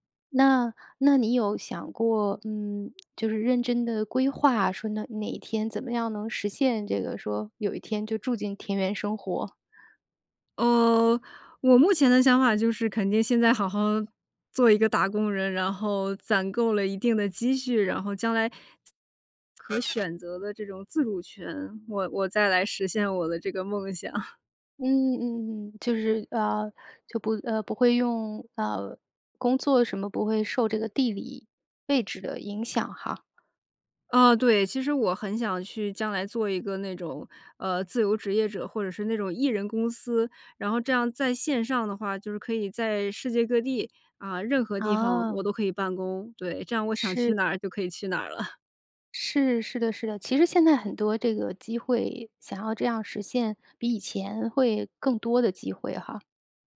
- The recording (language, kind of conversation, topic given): Chinese, podcast, 大自然曾经教会过你哪些重要的人生道理？
- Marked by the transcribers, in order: laughing while speaking: "生活？"; chuckle; other background noise; joyful: "去哪儿就可以去哪儿了"; laugh